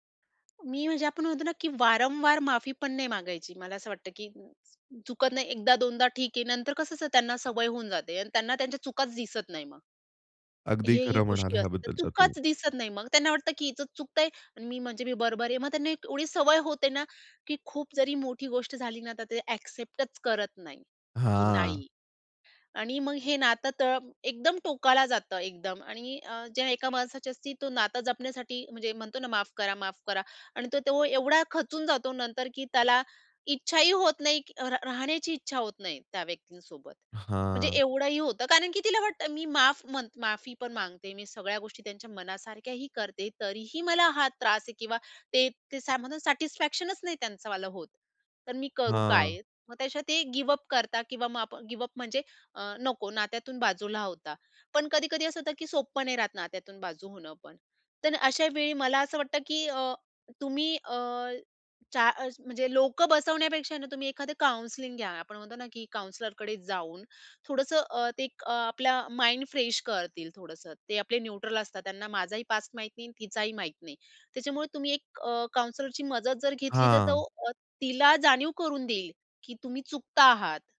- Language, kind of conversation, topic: Marathi, podcast, माफीनंतरही काही गैरसमज कायम राहतात का?
- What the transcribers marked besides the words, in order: tapping; other background noise; in English: "ॲक्सेप्टच"; drawn out: "हां"; in English: "सॅटिस्फॅक्शनच"; in English: "गिव अप"; in English: "गिव अप"; in English: "काउंसलिंग"; in English: "काउंसलरकडे"; in English: "माइंड फ्रेश"; in English: "न्यूट्रल"; in English: "काउंसलरची"; drawn out: "हां"